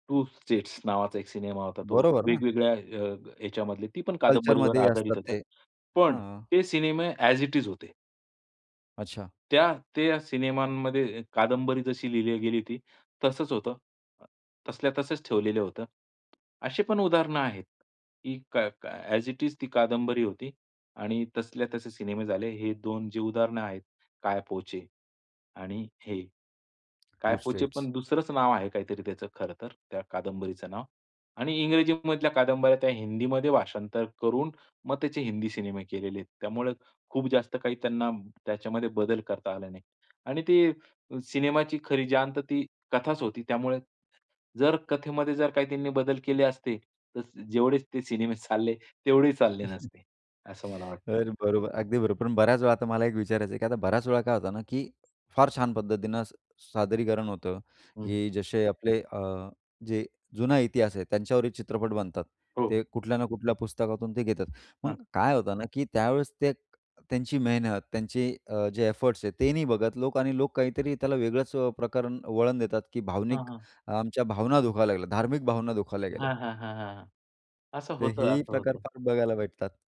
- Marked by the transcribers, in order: other noise; in English: "ॲज इट इज"; tapping; in English: "ॲज इट इज"; laughing while speaking: "चालले"; chuckle; other background noise
- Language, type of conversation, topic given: Marathi, podcast, पुस्तकाचे चित्रपट रूपांतर करताना सहसा काय काय गमावले जाते?